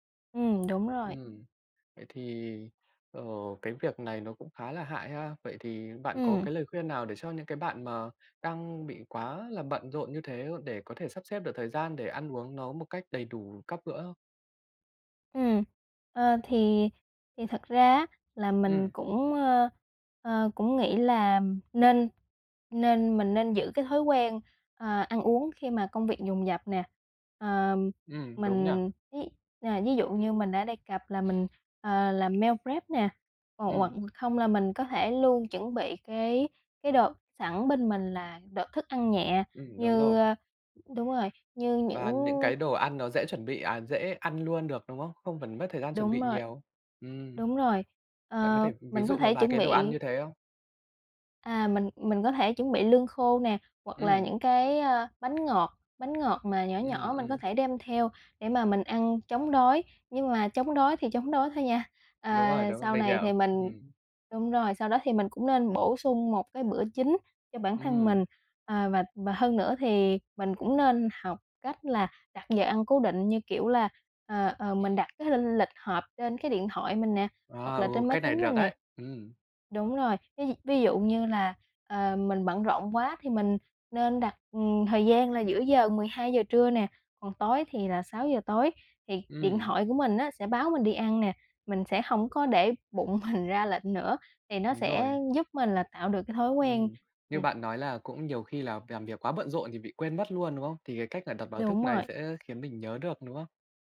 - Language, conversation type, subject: Vietnamese, podcast, Làm sao để cân bằng chế độ ăn uống khi bạn bận rộn?
- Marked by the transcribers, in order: tapping; other background noise; in English: "meo rép"; "meal prep" said as "meo rép"; laughing while speaking: "mình"